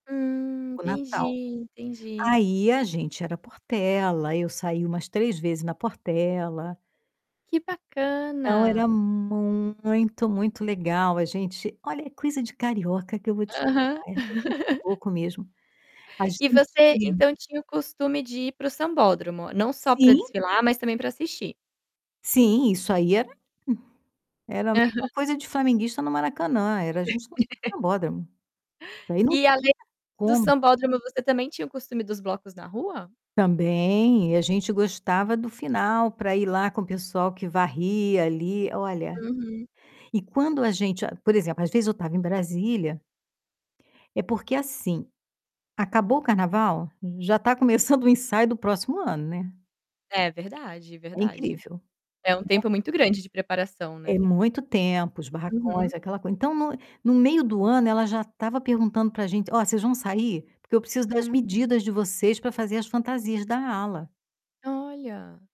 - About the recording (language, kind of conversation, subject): Portuguese, podcast, Qual festa popular da sua região você mais gosta?
- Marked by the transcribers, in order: other background noise; static; laugh; unintelligible speech; laugh; distorted speech